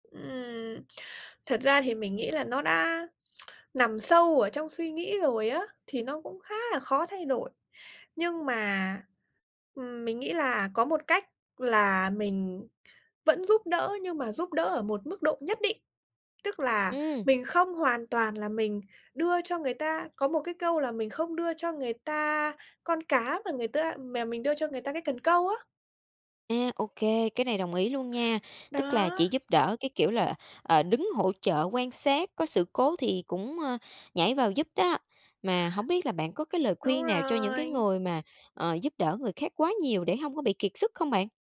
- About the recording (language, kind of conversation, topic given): Vietnamese, podcast, Làm thế nào để tránh bị kiệt sức khi giúp đỡ quá nhiều?
- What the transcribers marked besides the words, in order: tapping